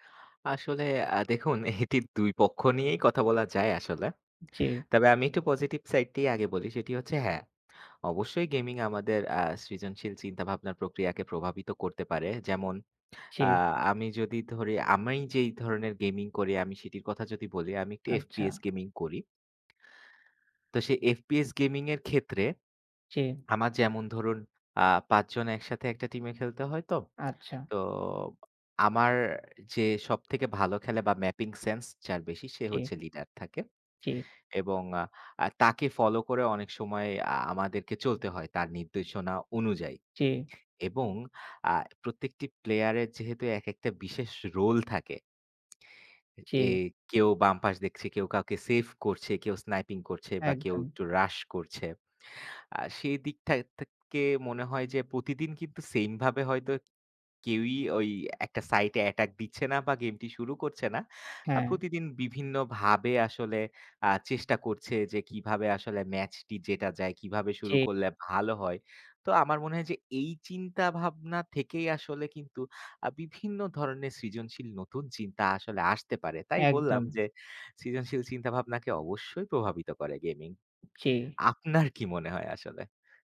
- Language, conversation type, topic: Bengali, unstructured, গেমিং কি আমাদের সৃজনশীলতাকে উজ্জীবিত করে?
- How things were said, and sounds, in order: laughing while speaking: "এটি"; lip smack; tapping; swallow; lip smack; other background noise; laughing while speaking: "আপনার কি"